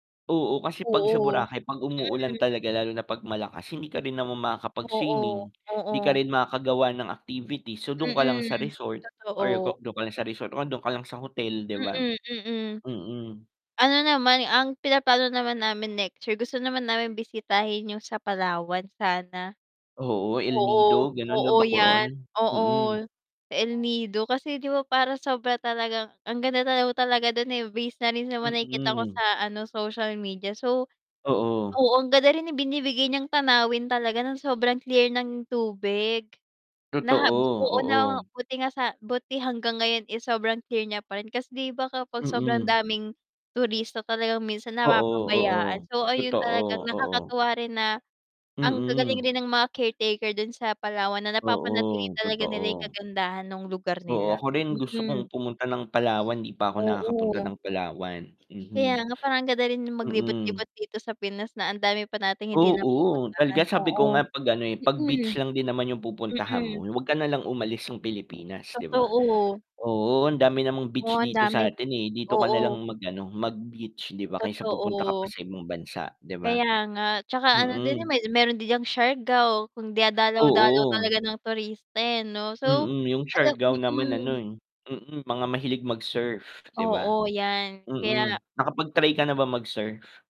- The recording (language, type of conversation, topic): Filipino, unstructured, Ano ang paborito mong tanawin sa kalikasan?
- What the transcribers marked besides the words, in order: distorted speech; static; tapping